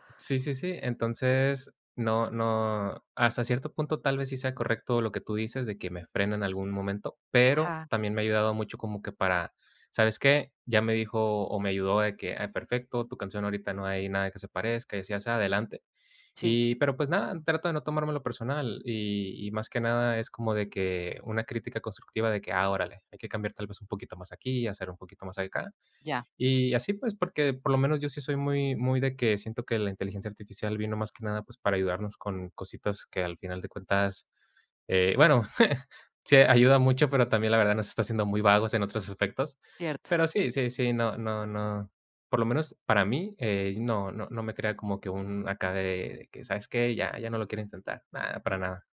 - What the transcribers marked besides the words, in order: chuckle
- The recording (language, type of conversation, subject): Spanish, podcast, ¿Qué haces cuando te bloqueas creativamente?